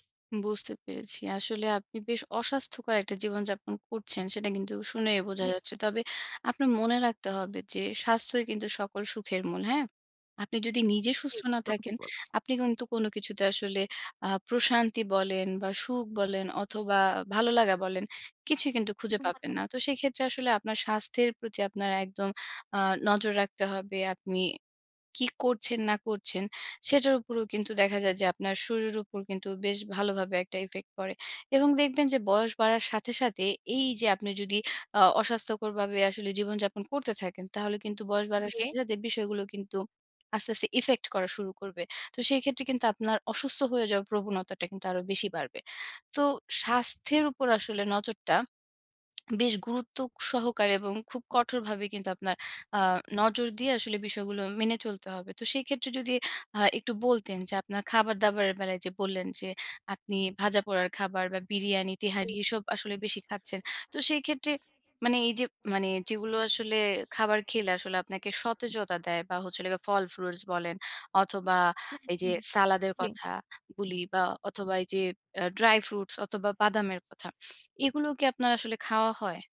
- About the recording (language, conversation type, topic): Bengali, advice, দীর্ঘ সময় ধরে ক্লান্তি ও বিশ্রামের পরও শরীরে জ্বালাপোড়া না কমলে কী করা উচিত?
- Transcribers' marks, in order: other background noise; in English: "effect"; "ভাবে" said as "বাবে"; in English: "effect"; lip smack